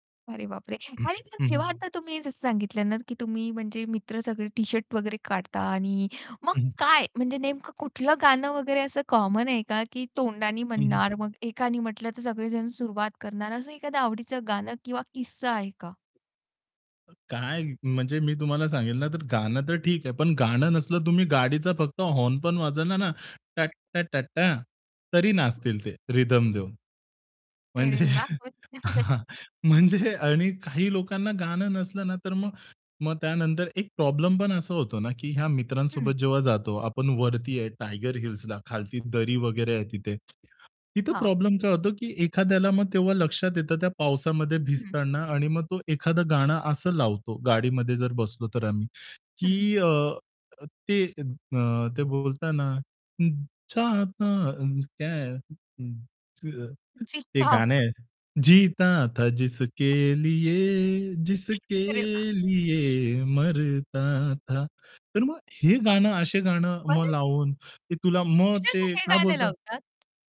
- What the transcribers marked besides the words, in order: throat clearing; distorted speech; in English: "कॉमन"; tapping; singing: "टट् टा टटटा"; in English: "रिथम"; laughing while speaking: "म्हणजे हां, म्हणजे"; chuckle; other background noise; unintelligible speech; singing: "हं, चाहता हं"; in Hindi: "क्या है"; singing: "जीता था जिसके लिये, जिसके लिये मरता था"
- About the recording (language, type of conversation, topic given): Marathi, podcast, पावसात फिरताना तुला नेमकं काय अनुभवायला मिळतं?